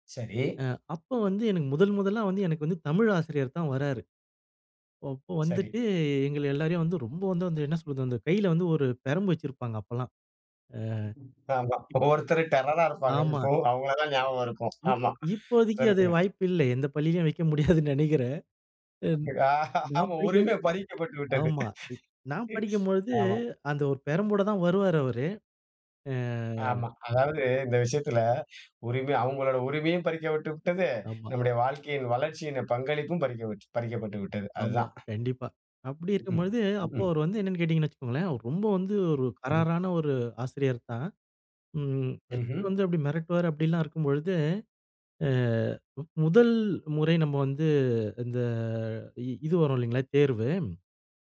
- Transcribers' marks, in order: tapping; other background noise; laughing while speaking: "ஆமா, ஒவ்வொருத்தரு டெரரா இருப்பாங்க"; in English: "டெரரா"; laughing while speaking: "எந்த பள்ளியிலும் வைக்க முடியாதுனு நினைக்கிறேன்"; laughing while speaking: "அ அஹஹ உரிமை பறிக்கப்பட்டு விட்டது. ஆமா"; chuckle
- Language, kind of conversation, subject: Tamil, podcast, பல வருடங்களுக்கு பிறகு மறக்காத உங்க ஆசிரியரை சந்தித்த அனுபவம் எப்படி இருந்தது?